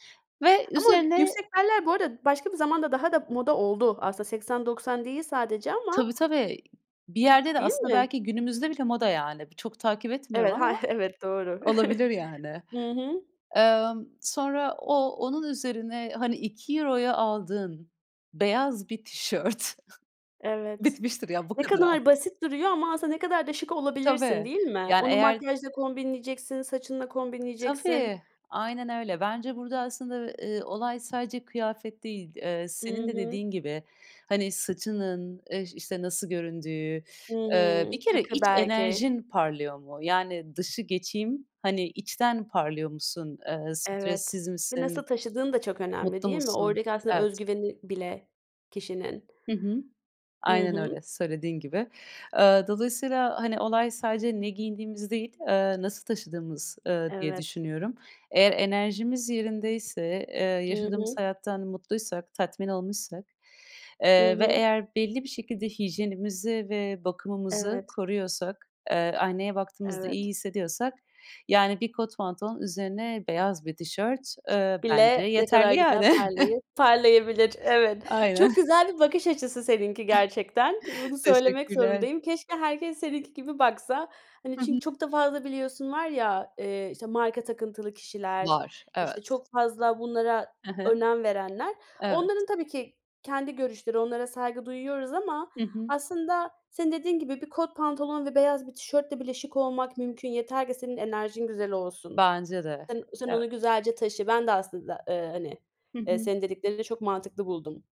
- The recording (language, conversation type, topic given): Turkish, podcast, Bütçen kısıtlıysa şık görünmenin yolları nelerdir?
- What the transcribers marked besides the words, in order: chuckle; laughing while speaking: "tişört"; chuckle; tapping; teeth sucking; other background noise; chuckle; chuckle